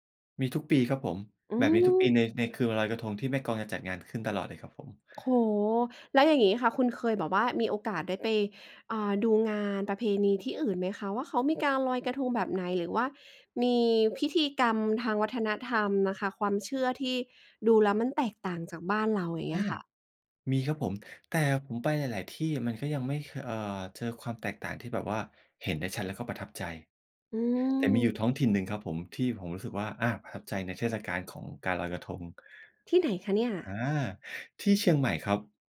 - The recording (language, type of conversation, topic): Thai, podcast, เคยไปร่วมพิธีท้องถิ่นไหม และรู้สึกอย่างไรบ้าง?
- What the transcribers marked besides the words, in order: none